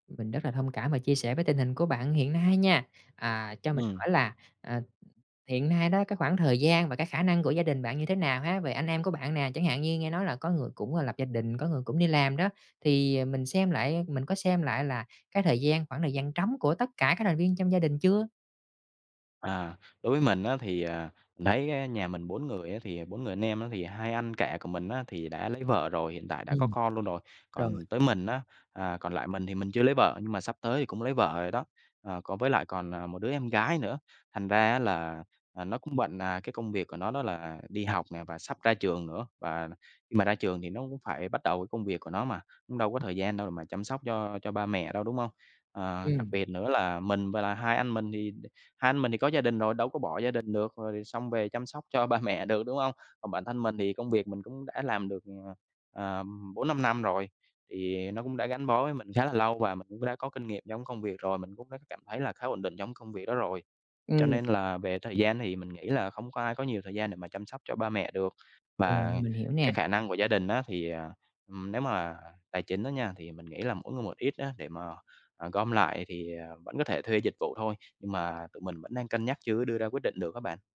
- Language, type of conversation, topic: Vietnamese, advice, Khi cha mẹ đã lớn tuổi và sức khỏe giảm sút, tôi nên tự chăm sóc hay thuê dịch vụ chăm sóc?
- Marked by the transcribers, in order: other noise; other background noise; tapping; unintelligible speech; laughing while speaking: "ba mẹ"